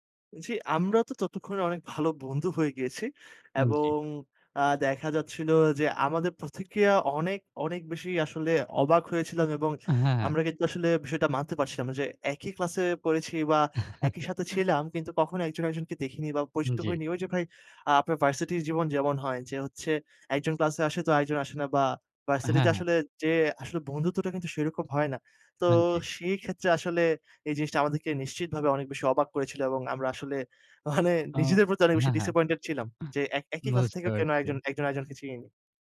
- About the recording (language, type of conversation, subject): Bengali, podcast, কনসার্টে কি আপনার নতুন বন্ধু হওয়ার কোনো গল্প আছে?
- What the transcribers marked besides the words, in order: other noise; chuckle